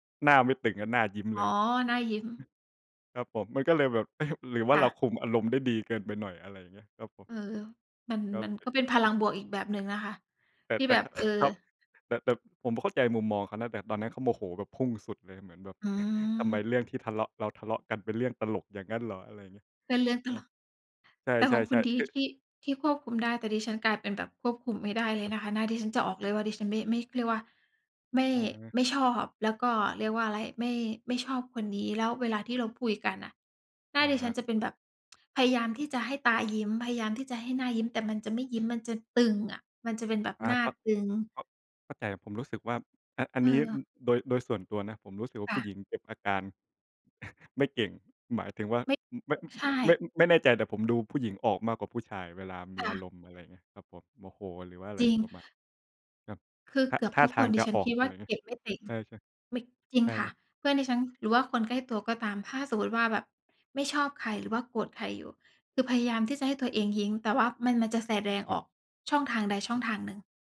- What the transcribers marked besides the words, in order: chuckle; other noise; chuckle; tsk; tapping; chuckle
- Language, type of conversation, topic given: Thai, unstructured, เมื่อไหร่ที่คุณคิดว่าความซื่อสัตย์เป็นเรื่องยากที่สุด?